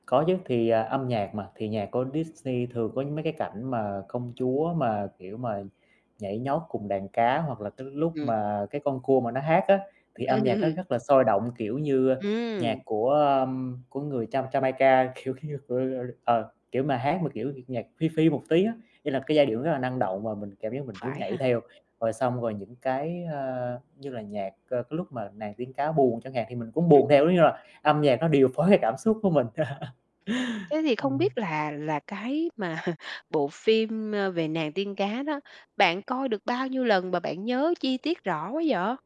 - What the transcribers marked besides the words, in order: static; other background noise; tapping; laugh; laughing while speaking: "kiểu như"; distorted speech; chuckle; laughing while speaking: "mà"
- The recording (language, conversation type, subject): Vietnamese, podcast, Âm nhạc gắn với kỷ niệm nào rõ nét nhất đối với bạn?